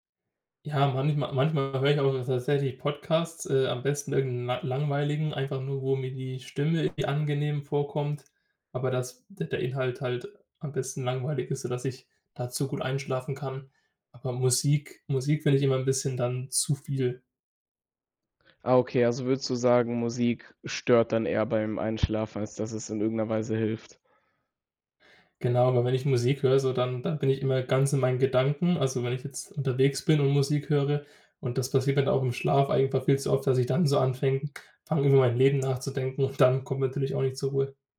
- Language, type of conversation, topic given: German, podcast, Beeinflusst dein Smartphone deinen Schlafrhythmus?
- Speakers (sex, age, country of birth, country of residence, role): male, 18-19, Germany, Germany, host; male, 20-24, Germany, Germany, guest
- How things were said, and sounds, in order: tapping